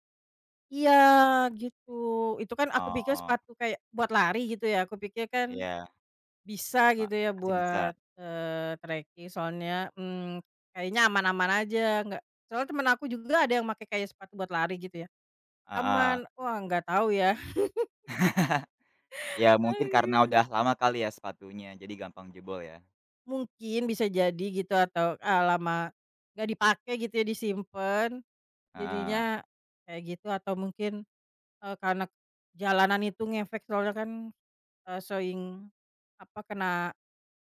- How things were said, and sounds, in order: chuckle; laughing while speaking: "Aduh"
- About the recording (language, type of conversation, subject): Indonesian, podcast, Bagaimana pengalaman pertama kamu saat mendaki gunung atau berjalan lintas alam?
- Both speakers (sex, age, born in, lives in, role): female, 30-34, Indonesia, Indonesia, guest; male, 20-24, Indonesia, Indonesia, host